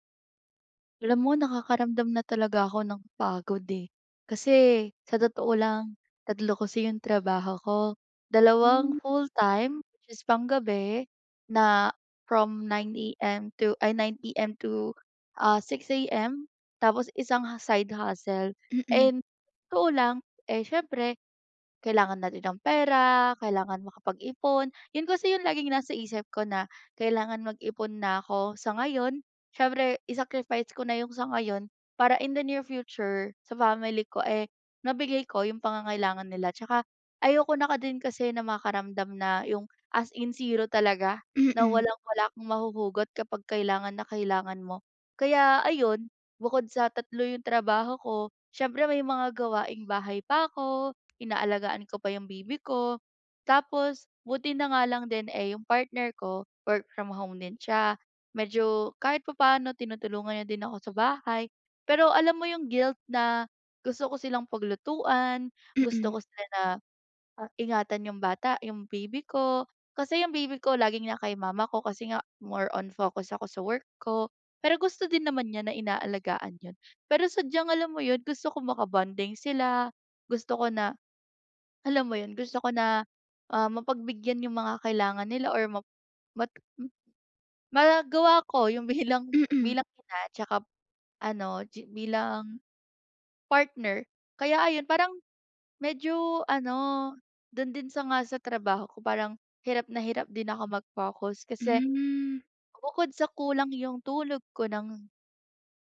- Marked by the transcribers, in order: other background noise; tapping; laughing while speaking: "bilang"
- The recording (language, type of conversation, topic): Filipino, advice, Paano ako makakapagtuon kapag madalas akong nadidistract at napapagod?